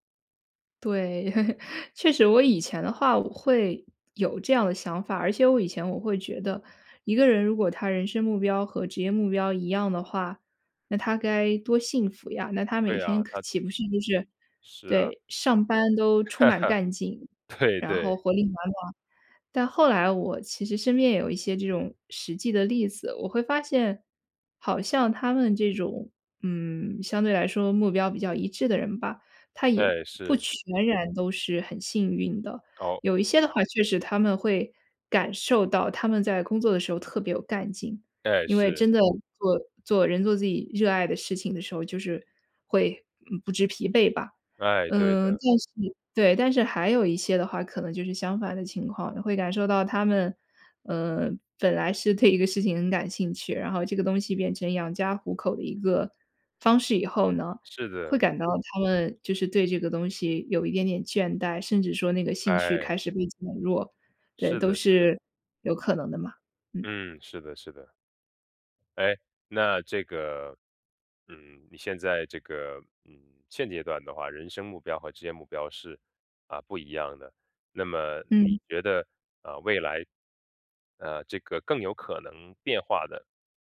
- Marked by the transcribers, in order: chuckle; other background noise; chuckle; laughing while speaking: "对"
- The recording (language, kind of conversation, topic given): Chinese, podcast, 你觉得人生目标和职业目标应该一致吗？